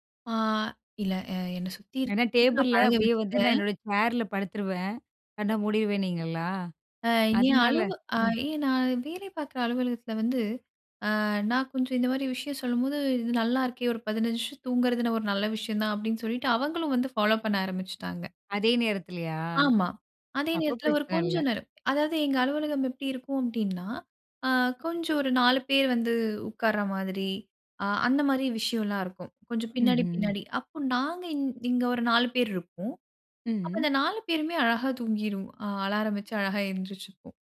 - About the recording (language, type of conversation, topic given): Tamil, podcast, சிறிய ஓய்வுத் தூக்கம் (பவர் நாப்) எடுக்க நீங்கள் எந்த முறையைப் பின்பற்றுகிறீர்கள்?
- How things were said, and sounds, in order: other noise